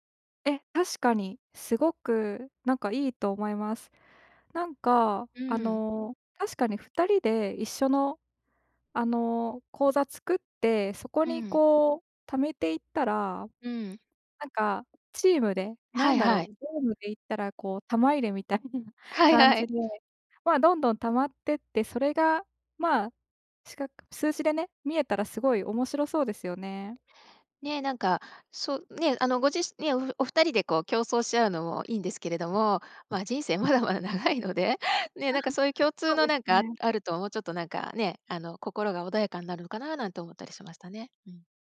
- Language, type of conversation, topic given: Japanese, advice, 将来のためのまとまった貯金目標が立てられない
- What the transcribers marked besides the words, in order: laughing while speaking: "みたいな感じで"; laughing while speaking: "はい はい"; other background noise; giggle